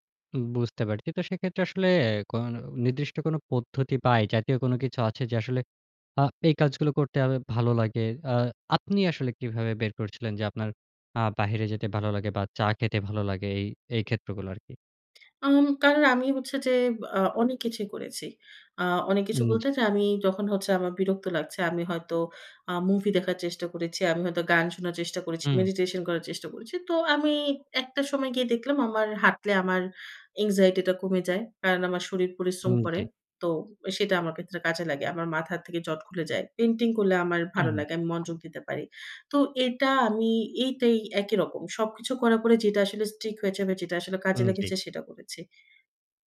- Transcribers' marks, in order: tapping; in English: "anxiety"; in English: "stick"
- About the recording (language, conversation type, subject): Bengali, podcast, কখনো সৃজনশীলতার জড়তা কাটাতে আপনি কী করেন?